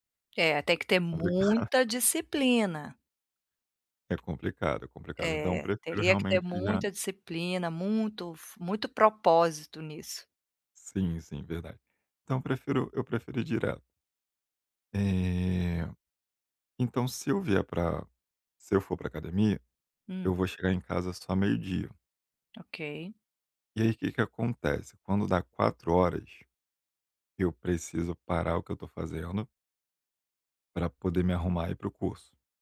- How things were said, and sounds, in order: tapping; laughing while speaking: "Complica"
- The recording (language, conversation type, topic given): Portuguese, advice, Como posso criar uma rotina calma para descansar em casa?